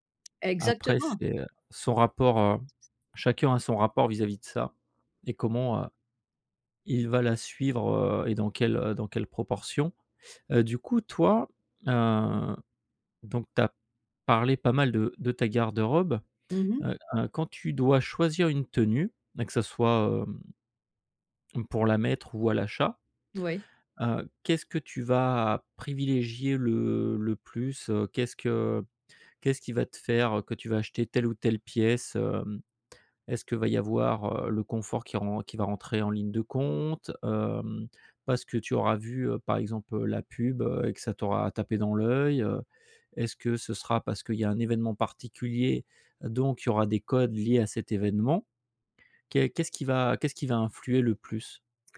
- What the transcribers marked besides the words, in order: none
- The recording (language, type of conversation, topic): French, podcast, Tu t’habilles plutôt pour toi ou pour les autres ?